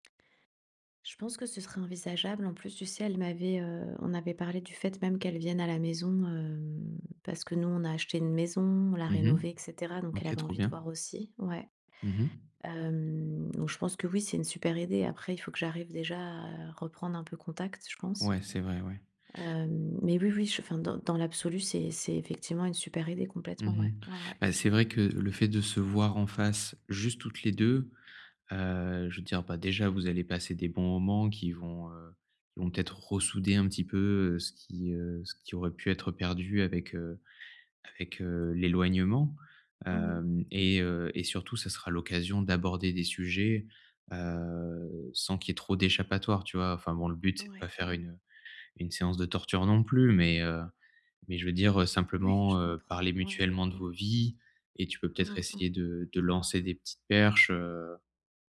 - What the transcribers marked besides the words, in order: none
- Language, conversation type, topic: French, advice, Comment puis-je soutenir un ami qui traverse une période difficile ?